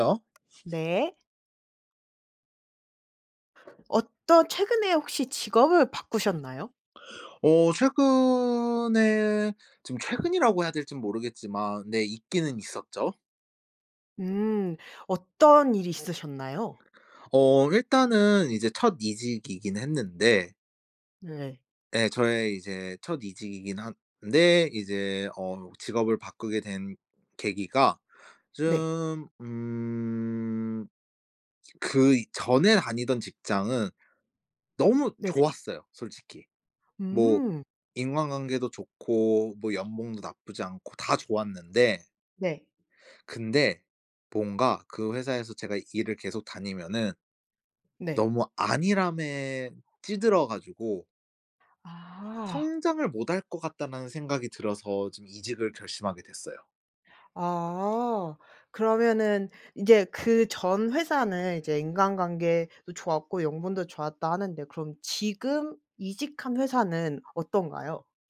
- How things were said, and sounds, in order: tapping; other background noise
- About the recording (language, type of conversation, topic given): Korean, podcast, 직업을 바꾸게 된 계기는 무엇이었나요?